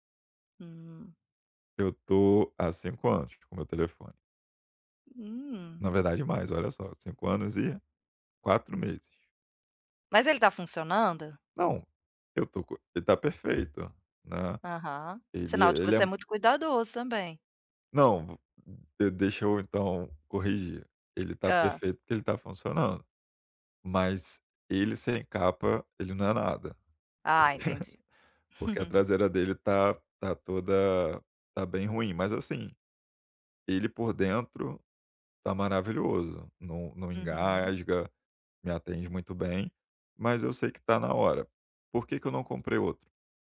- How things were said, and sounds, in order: tapping; other background noise; chuckle
- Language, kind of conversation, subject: Portuguese, advice, Como posso avaliar o valor real de um produto antes de comprá-lo?